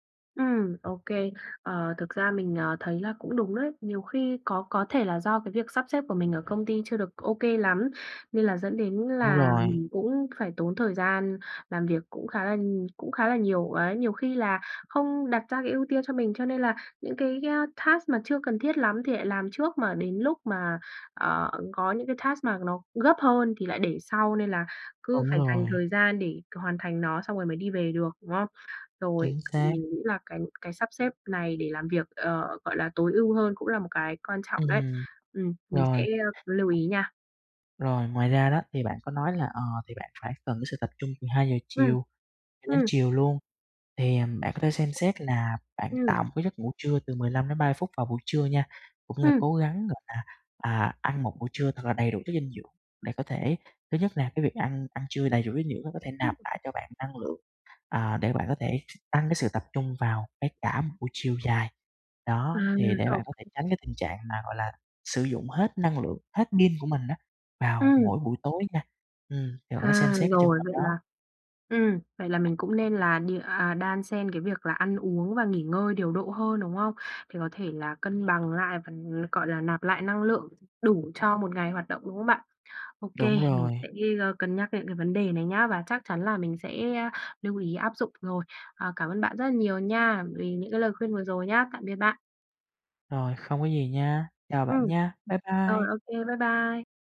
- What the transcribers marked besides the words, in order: in English: "task"; in English: "task"; other background noise; tapping
- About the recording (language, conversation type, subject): Vietnamese, advice, Khi nào tôi cần nghỉ tập nếu cơ thể có dấu hiệu mệt mỏi?